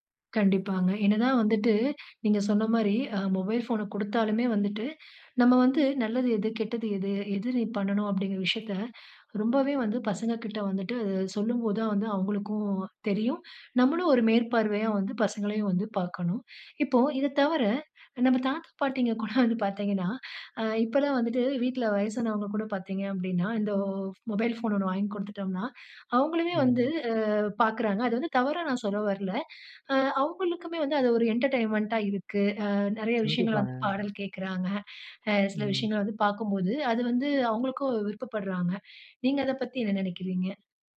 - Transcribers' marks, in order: inhale; tapping; chuckle; in English: "என்டர்டெயின்மெண்ட்டா"
- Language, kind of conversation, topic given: Tamil, podcast, புதிய தொழில்நுட்பங்கள் உங்கள் தினசரி வாழ்வை எப்படி மாற்றின?